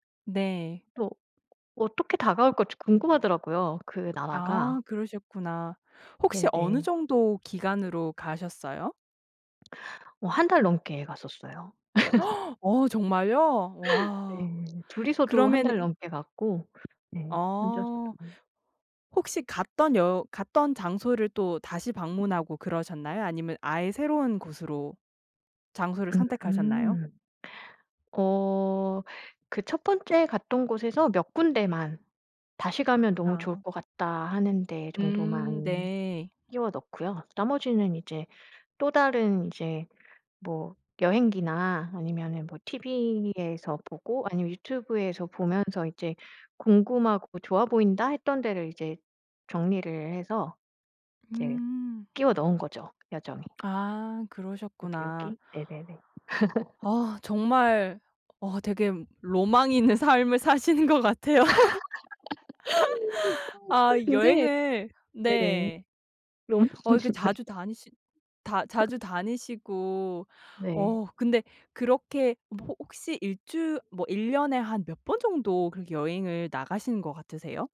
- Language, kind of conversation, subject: Korean, podcast, 함께한 여행 중에서 가장 기억에 남는 순간은 언제였나요?
- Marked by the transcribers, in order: gasp; laugh; other background noise; tapping; laugh; laugh; laugh; background speech; laughing while speaking: "사시는 것 같아요"; laugh; unintelligible speech; laugh